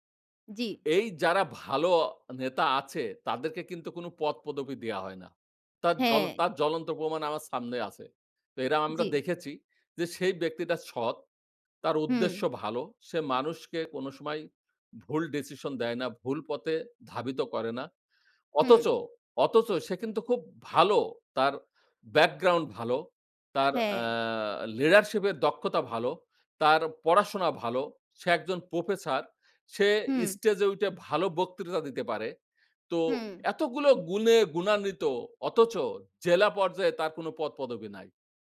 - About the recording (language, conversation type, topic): Bengali, unstructured, আপনার মতে ভালো নেতৃত্বের গুণগুলো কী কী?
- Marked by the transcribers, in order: in English: "decision"; in English: "background"; in English: "leadership"; "প্রফেসর" said as "প্রফেসার"